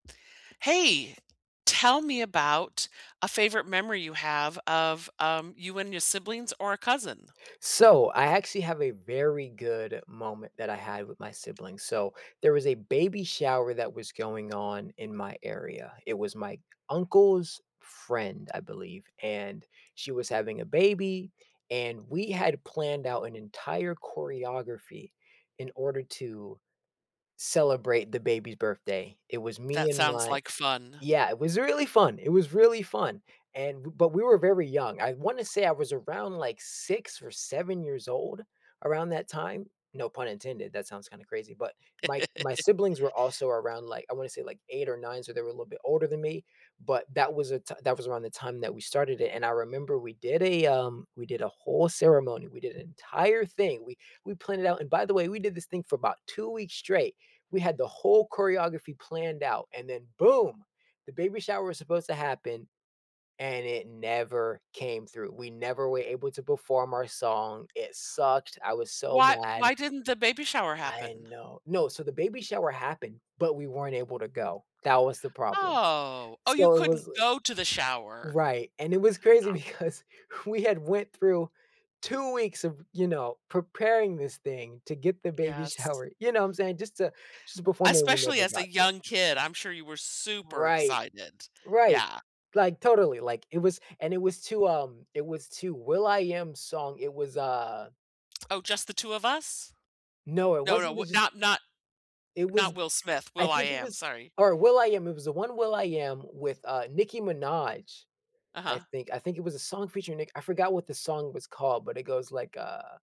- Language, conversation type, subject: English, unstructured, What is your favorite memory with your siblings or cousins?
- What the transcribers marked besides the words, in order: other background noise; tapping; laugh; stressed: "boom"; drawn out: "Oh"; background speech; laughing while speaking: "because we had went through"; laughing while speaking: "shower"; stressed: "super"; lip smack